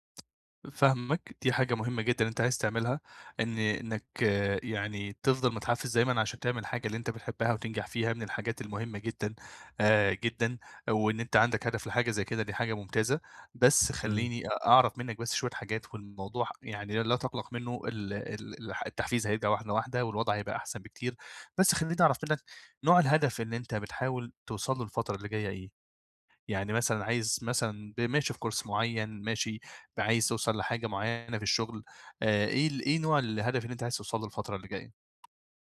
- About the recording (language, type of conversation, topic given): Arabic, advice, إزاي أفضل متحفّز وأحافظ على الاستمرارية في أهدافي اليومية؟
- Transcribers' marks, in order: tapping